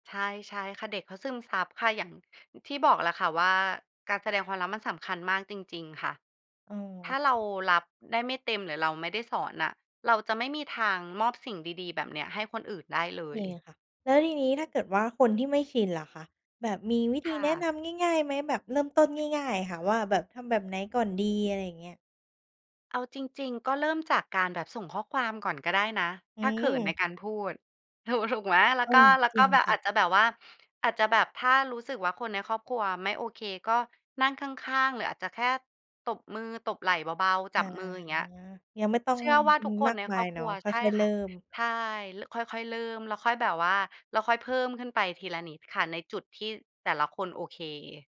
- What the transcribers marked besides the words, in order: drawn out: "อา"
- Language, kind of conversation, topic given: Thai, podcast, คุณคิดว่าควรแสดงความรักในครอบครัวอย่างไรบ้าง?